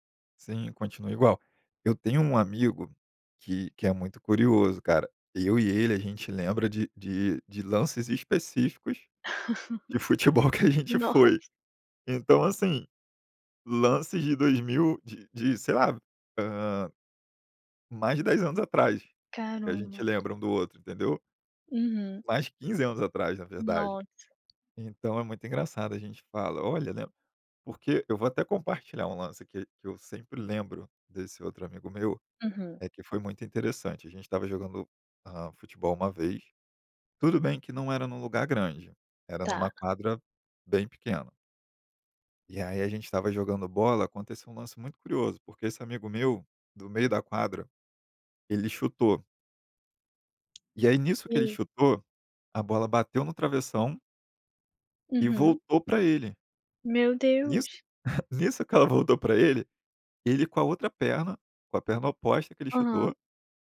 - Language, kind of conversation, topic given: Portuguese, podcast, Como o futebol ou outro esporte une a sua comunidade?
- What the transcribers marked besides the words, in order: laugh; laughing while speaking: "futebol que a gente foi"; tapping; chuckle